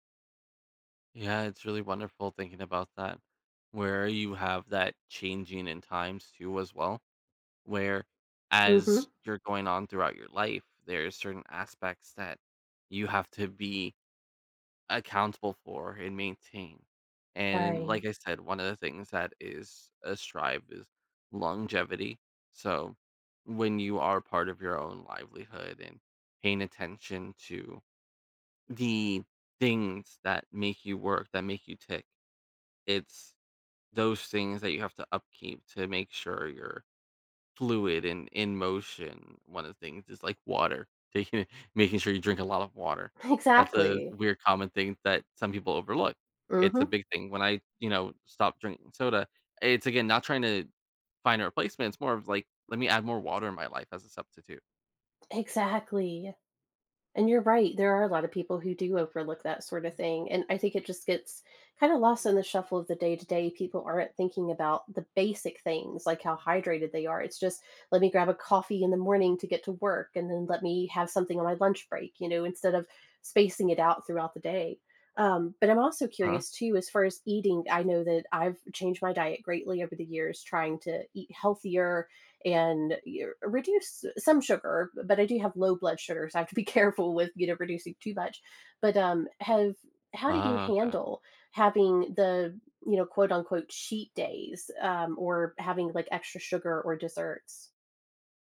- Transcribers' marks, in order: laughing while speaking: "Taking in"; other background noise; laughing while speaking: "careful"
- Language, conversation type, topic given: English, unstructured, How can I balance enjoying life now and planning for long-term health?